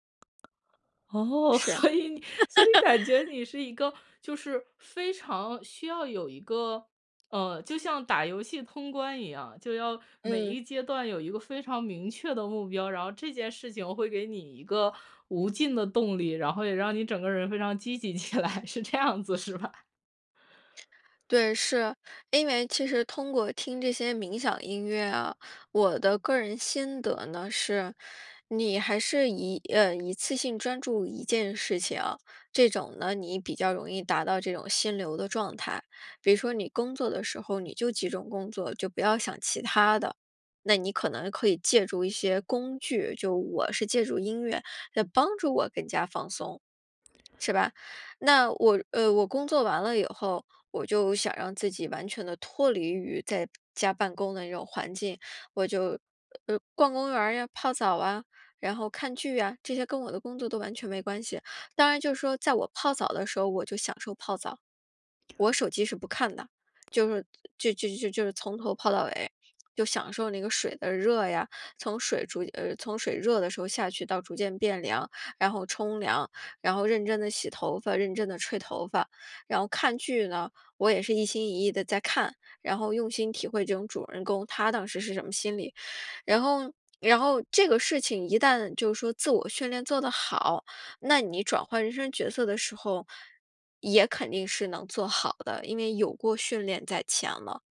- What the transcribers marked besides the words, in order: other noise; laughing while speaking: "所以你"; laugh; laughing while speaking: "非常积极起来，是这样子是吧？"; other background noise
- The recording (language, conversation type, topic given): Chinese, podcast, 遇到压力时，你通常会怎么放松？